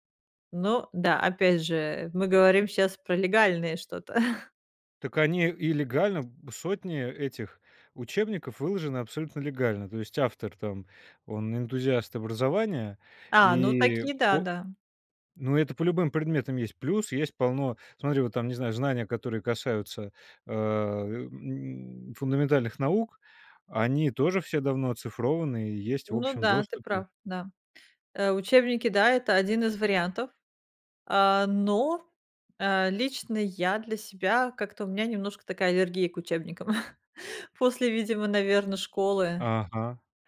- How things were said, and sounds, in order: chuckle; other background noise; chuckle
- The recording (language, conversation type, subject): Russian, podcast, Где искать бесплатные возможности для обучения?